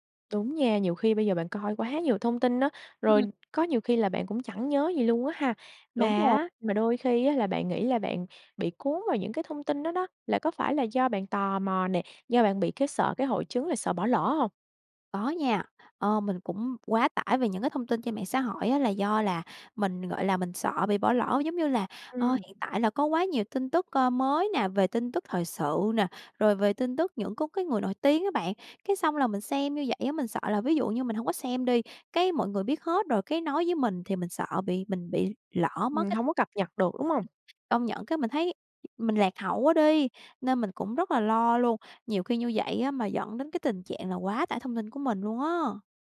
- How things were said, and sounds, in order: other background noise
- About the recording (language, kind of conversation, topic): Vietnamese, podcast, Bạn đối phó với quá tải thông tin ra sao?